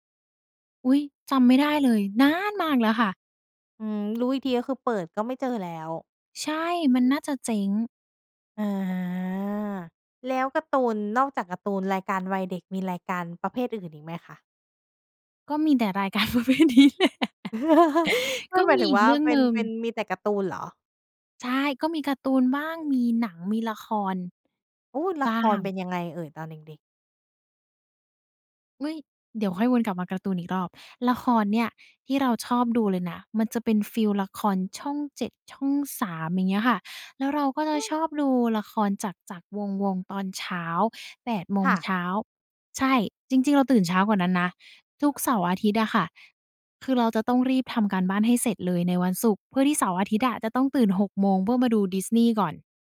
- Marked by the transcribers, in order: stressed: "นาน"; laughing while speaking: "ประเภทนี้แหละ"; chuckle
- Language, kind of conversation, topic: Thai, podcast, เล่าถึงความทรงจำกับรายการทีวีในวัยเด็กของคุณหน่อย